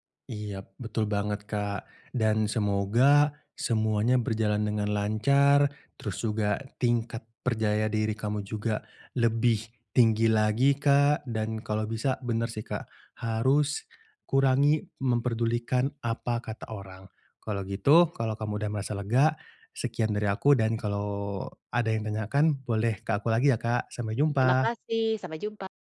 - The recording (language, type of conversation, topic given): Indonesian, advice, Bagaimana cara memilih pakaian yang cocok dan nyaman untuk saya?
- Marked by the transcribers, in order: "percaya" said as "perjaya"; "mempedulikan" said as "memperdulikan"